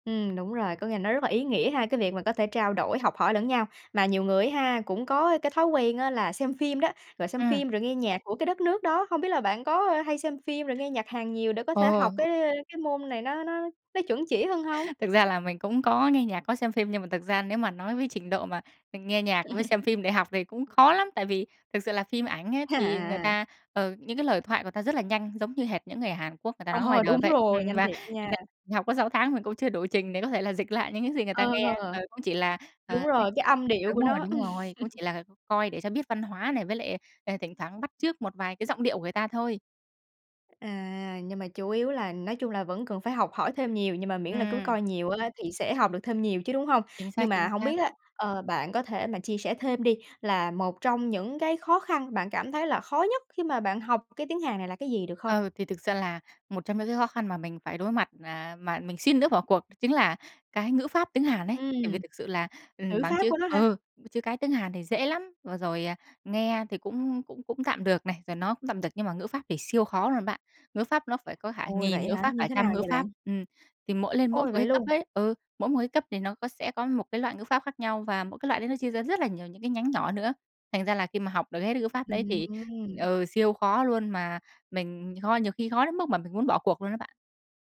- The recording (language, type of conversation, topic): Vietnamese, podcast, Bạn có lời khuyên nào để người mới bắt đầu tự học hiệu quả không?
- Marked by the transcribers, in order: tapping; other background noise; laugh; unintelligible speech; laughing while speaking: "Ừm"; laugh